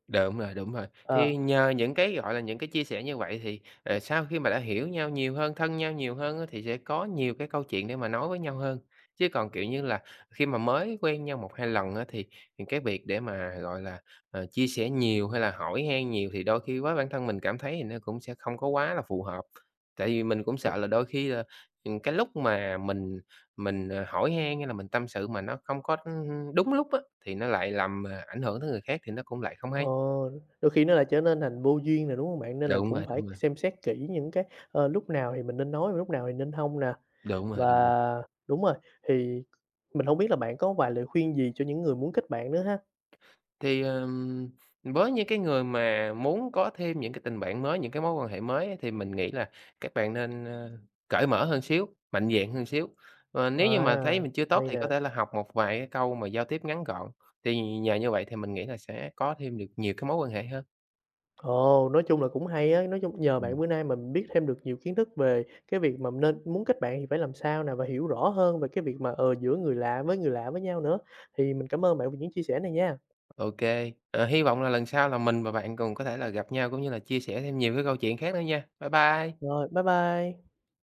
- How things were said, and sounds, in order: tapping; other background noise; horn
- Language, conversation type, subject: Vietnamese, podcast, Bạn có thể kể về một chuyến đi mà trong đó bạn đã kết bạn với một người lạ không?